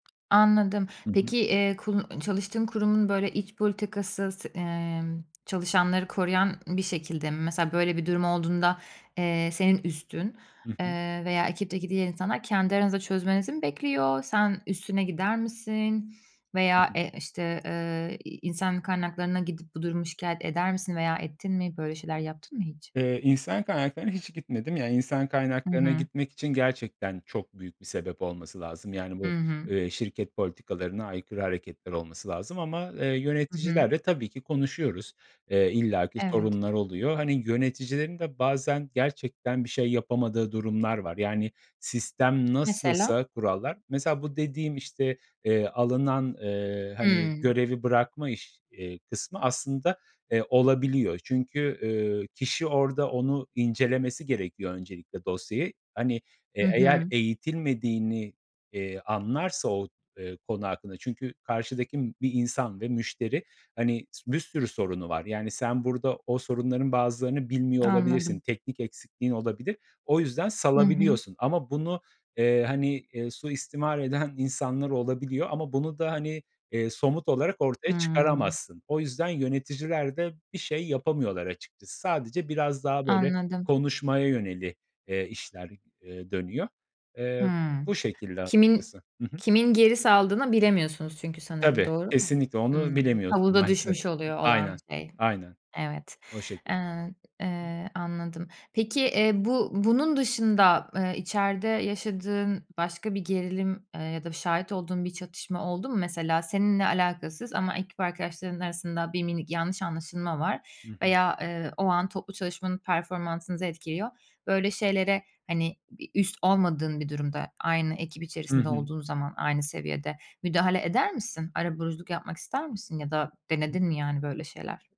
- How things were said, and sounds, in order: tapping; unintelligible speech; other background noise; "yönelik" said as "yöneli"
- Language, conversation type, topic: Turkish, podcast, Zorlu bir ekip çatışmasını nasıl çözersin?